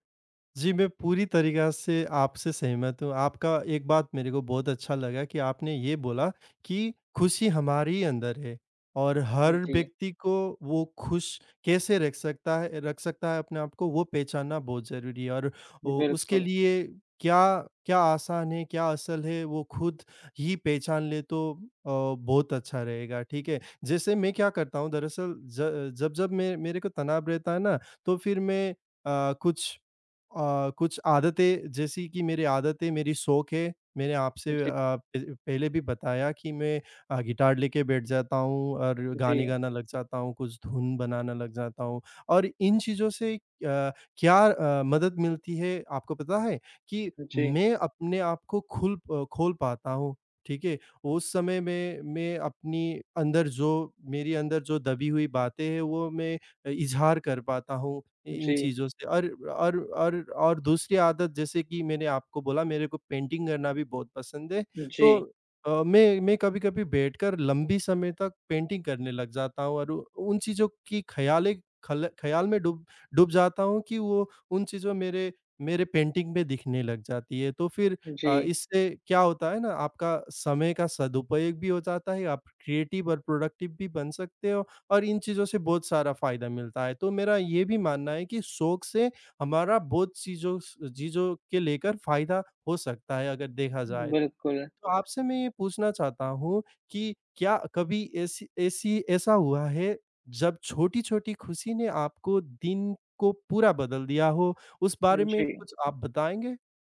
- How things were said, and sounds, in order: other background noise; in English: "पेंटिंग"; in English: "पेंटिंग"; in English: "पेंटिंग"; in English: "क्रिएटिव"; in English: "प्रोडक्टिव"; "चीज़ों" said as "जीजों"
- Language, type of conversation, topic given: Hindi, unstructured, खुशी पाने के लिए आप क्या करते हैं?